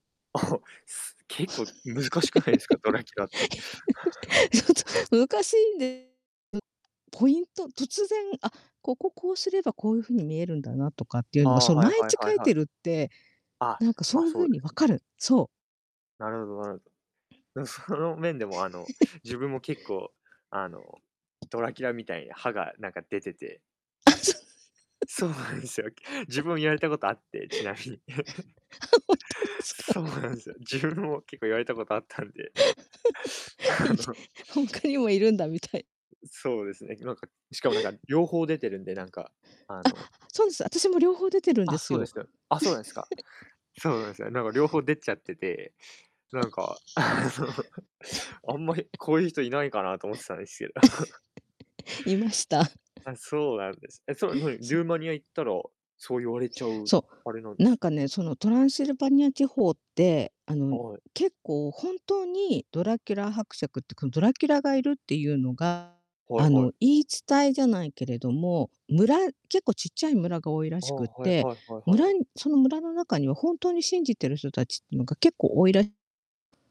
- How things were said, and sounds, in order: laugh; laughing while speaking: "ちょっと"; distorted speech; chuckle; other background noise; laughing while speaking: "なん"; laugh; laughing while speaking: "あ、そう"; laugh; laughing while speaking: "そうなんですよ"; chuckle; laughing while speaking: "ちなみに。 そうなんです … あったんで、あの"; laughing while speaking: "あ、ほんとですか？ いで 他にもいるんだみたい"; laugh; chuckle; laugh; laughing while speaking: "あの"; chuckle; chuckle
- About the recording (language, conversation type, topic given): Japanese, unstructured, 挑戦してみたい新しい趣味はありますか？